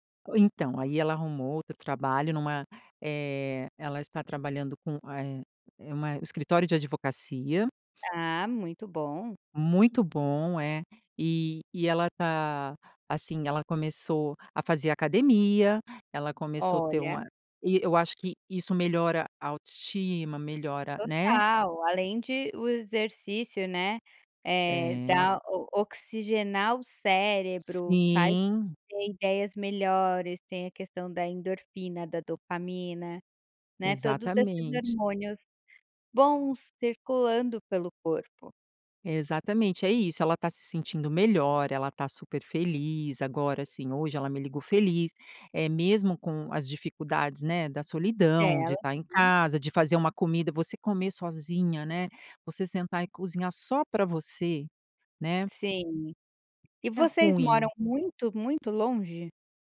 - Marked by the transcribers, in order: unintelligible speech
- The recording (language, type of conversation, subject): Portuguese, podcast, Como você ajuda alguém que se sente sozinho?